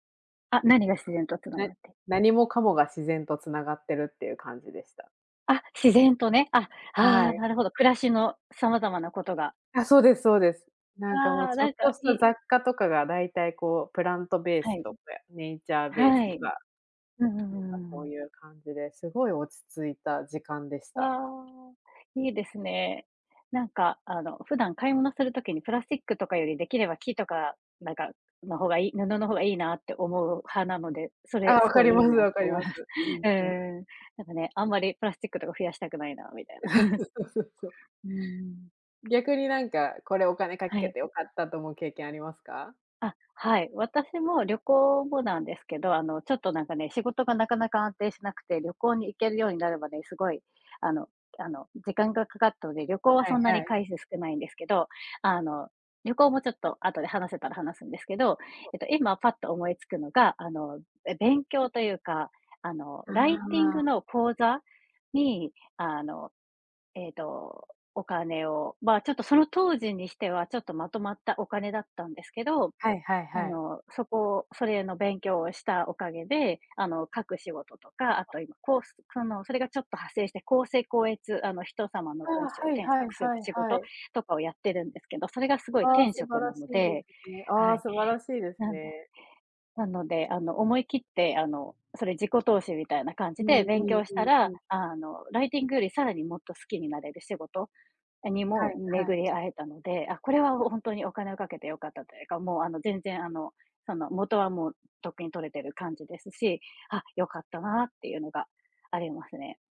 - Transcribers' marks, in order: other background noise; alarm; in English: "プラントベース"; in English: "ネイチャーベース"; laughing while speaking: "思います"; laughing while speaking: "え、そう そう そう そう そう"; chuckle; other noise
- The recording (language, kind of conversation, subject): Japanese, unstructured, お金の使い方で大切にしていることは何ですか？
- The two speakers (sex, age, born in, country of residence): female, 30-34, Japan, United States; female, 40-44, Japan, Japan